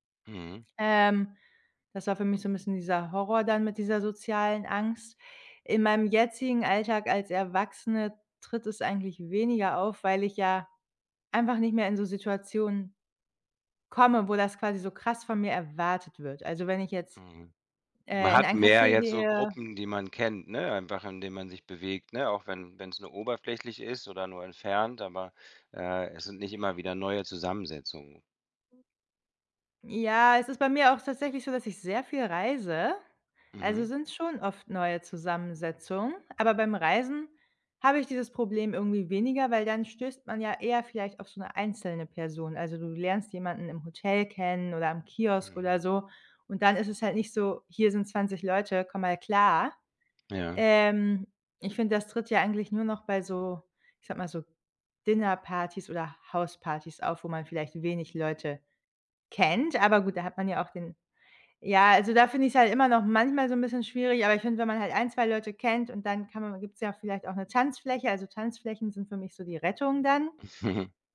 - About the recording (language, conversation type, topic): German, advice, Wie äußert sich deine soziale Angst bei Treffen oder beim Small Talk?
- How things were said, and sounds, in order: other background noise; chuckle